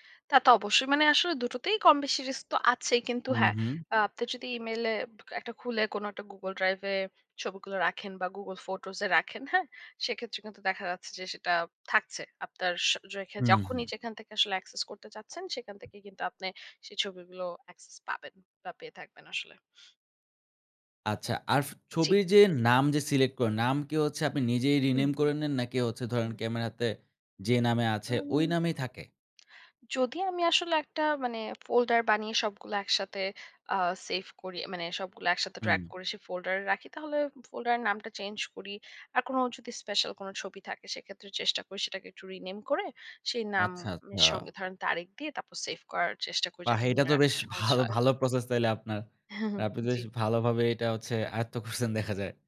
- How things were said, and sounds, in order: in English: "access"; other noise; in English: "rename"; lip smack; in English: "folder"; in English: "drag"; in English: "folder"; in English: "folder"; chuckle
- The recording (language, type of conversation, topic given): Bengali, podcast, ফটো ও ভিডিও গুছিয়ে রাখার সবচেয়ে সহজ ও কার্যকর উপায় কী?